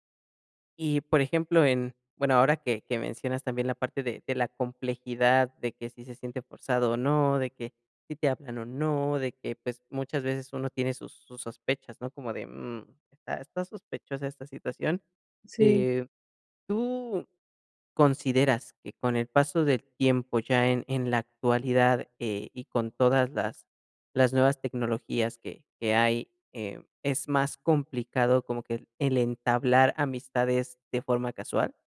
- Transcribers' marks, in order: none
- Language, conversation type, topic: Spanish, podcast, ¿Qué amistad empezó de forma casual y sigue siendo clave hoy?